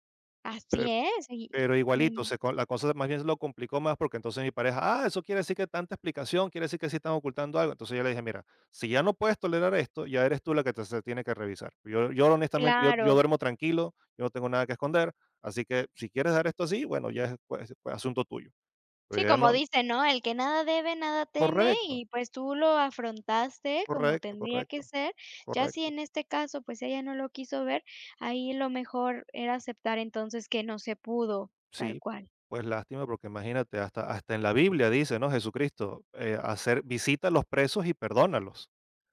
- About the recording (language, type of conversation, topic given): Spanish, podcast, ¿Cómo se construye la confianza en una pareja?
- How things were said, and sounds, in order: tapping